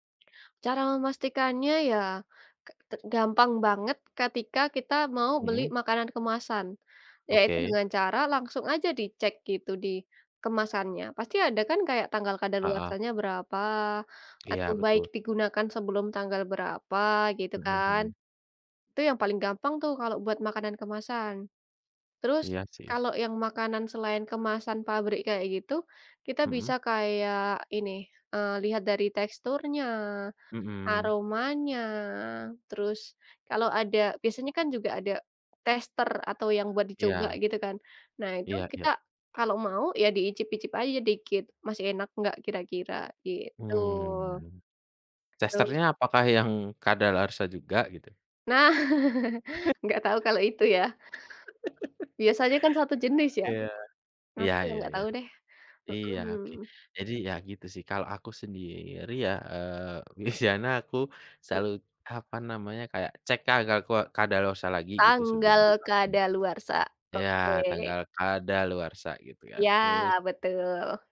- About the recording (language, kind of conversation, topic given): Indonesian, unstructured, Bagaimana kamu menanggapi makanan kedaluwarsa yang masih dijual?
- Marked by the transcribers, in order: tapping; laughing while speaking: "Nah"; chuckle; laugh; other background noise; laughing while speaking: "biasana"; "biasanya" said as "biasana"